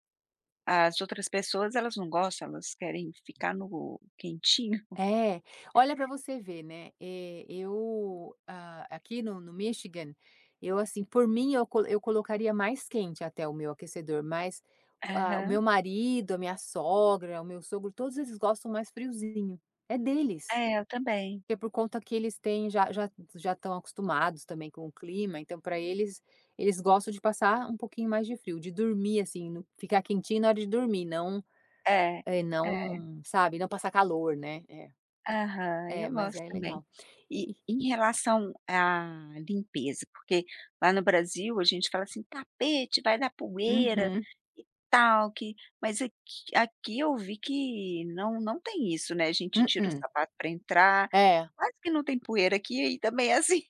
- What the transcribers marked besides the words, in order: chuckle; tapping
- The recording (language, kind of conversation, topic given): Portuguese, podcast, O que deixa um lar mais aconchegante para você?